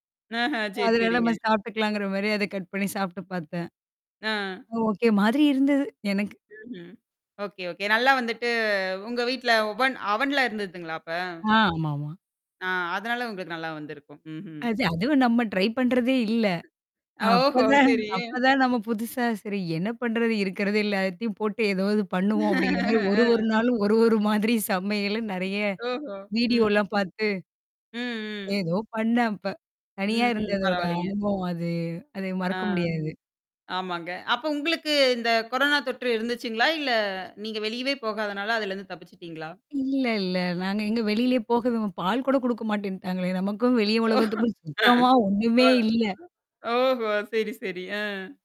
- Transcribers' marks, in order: other background noise; drawn out: "வந்துட்டு"; in English: "ஒவன் அவன்லாம்"; "அவன்" said as "ஒவன்"; in English: "ட்ரை"; surprised: "ஓஹோ!"; laughing while speaking: "அப்பதான் அப்பதான் நம்ம புதுசா சரி … நெறைய வீடியோலாம் பார்த்து"; laughing while speaking: "அ"; other noise; surprised: "ஓஹோ!"; tapping; laughing while speaking: "அ. ஓஹோ, சரி, சரி. ஆ"; distorted speech
- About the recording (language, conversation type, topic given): Tamil, podcast, ஒரு வாரம் தனியாக பொழுதுபோக்குக்கு நேரம் கிடைத்தால், அந்த நேரத்தை நீங்கள் எப்படி செலவிடுவீர்கள்?